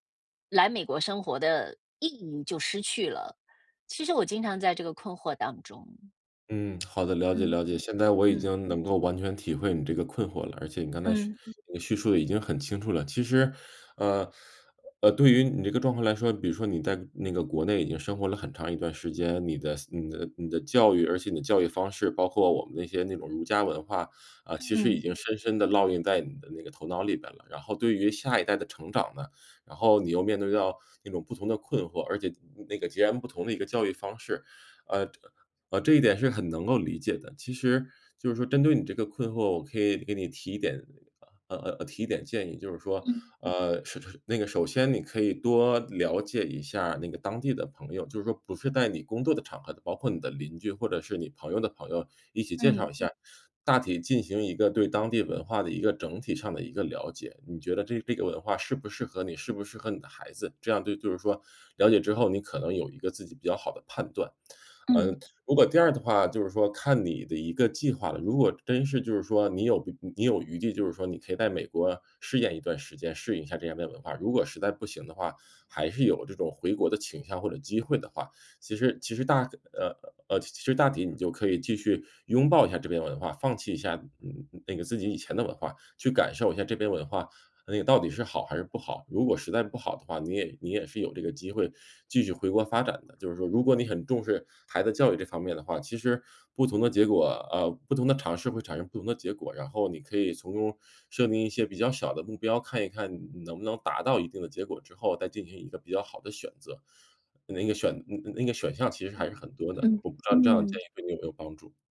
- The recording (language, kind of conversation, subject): Chinese, advice, 我该如何调整期待，并在新环境中重建日常生活？
- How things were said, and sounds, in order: lip smack; teeth sucking; other noise; teeth sucking; other background noise